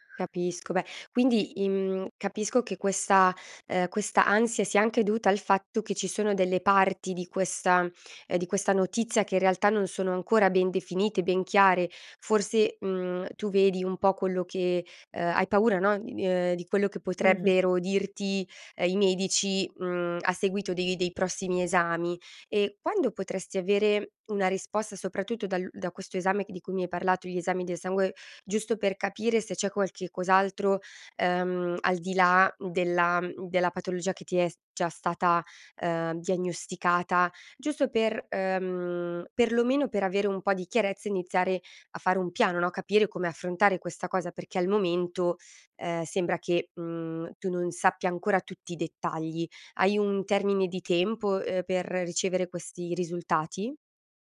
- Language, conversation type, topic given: Italian, advice, Come posso gestire una diagnosi medica incerta mentre aspetto ulteriori esami?
- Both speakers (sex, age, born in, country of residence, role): female, 25-29, Italy, Italy, user; female, 30-34, Italy, Italy, advisor
- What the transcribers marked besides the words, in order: none